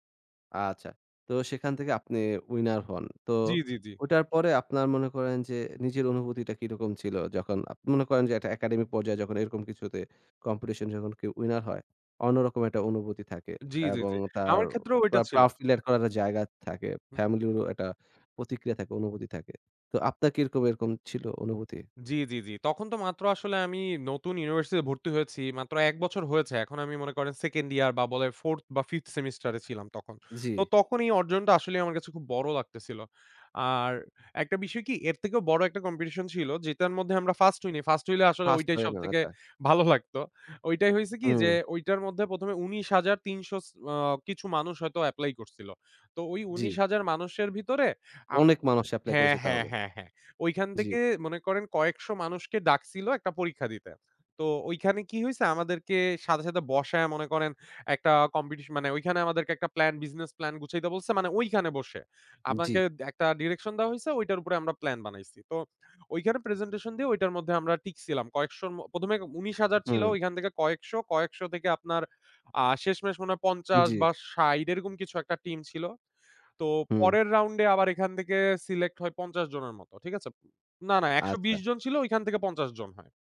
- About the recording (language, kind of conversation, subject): Bengali, podcast, আপনার জীবনের সবচেয়ে গর্বের মুহূর্তটি কী ছিল?
- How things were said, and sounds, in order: none